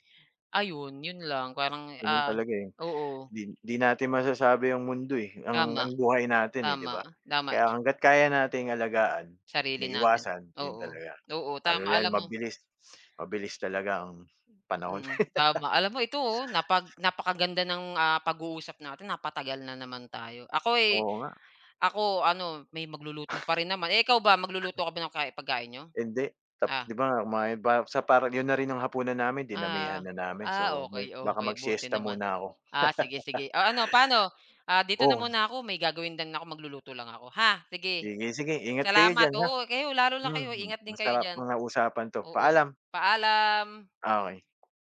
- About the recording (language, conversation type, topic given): Filipino, unstructured, Ano ang ginagawa mo para manatiling malusog ang katawan mo?
- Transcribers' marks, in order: other background noise; shush; sniff; tapping; laugh; laugh